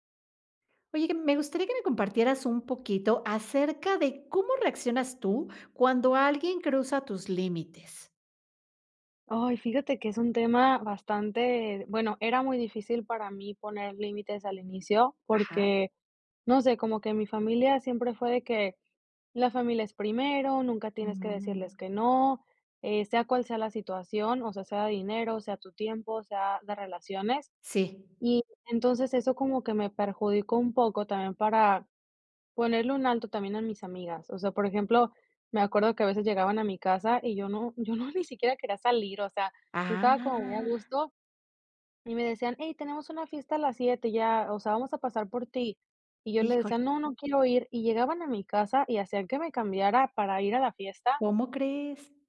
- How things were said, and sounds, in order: laughing while speaking: "ni siquiera"
- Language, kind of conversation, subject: Spanish, podcast, ¿Cómo reaccionas cuando alguien cruza tus límites?